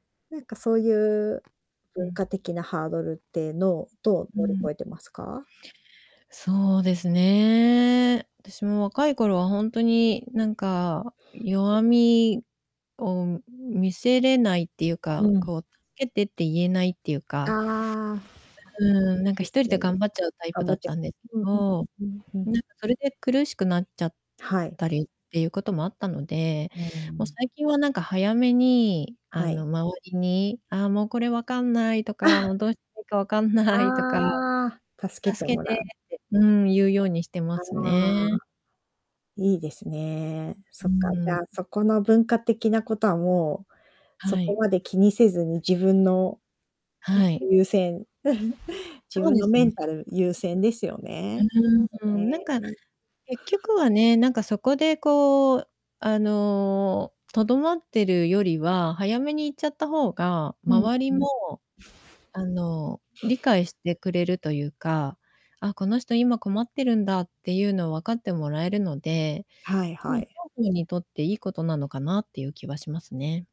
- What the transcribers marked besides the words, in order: distorted speech; other background noise; static; tapping; chuckle; unintelligible speech; chuckle; unintelligible speech
- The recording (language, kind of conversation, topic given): Japanese, podcast, 落ち込んだとき、あなたはどうやって立ち直りますか？